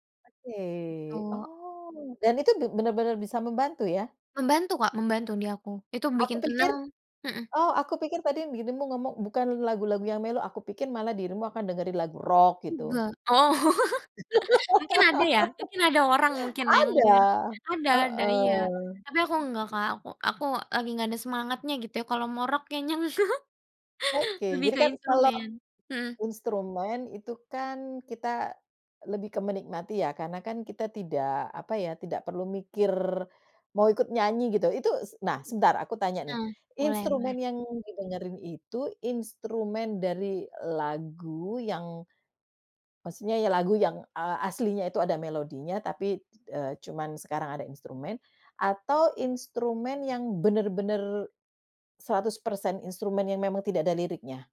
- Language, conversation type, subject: Indonesian, podcast, Bagaimana cara kamu mengelola stres sehari-hari?
- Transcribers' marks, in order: in English: "mellow"; laugh; other background noise; laugh